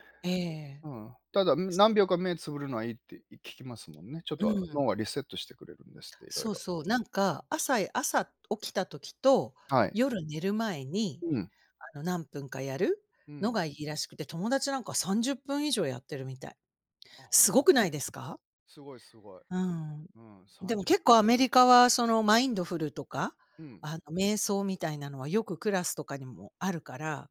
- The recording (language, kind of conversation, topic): Japanese, unstructured, 疲れたときに元気を出すにはどうしたらいいですか？
- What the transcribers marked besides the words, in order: none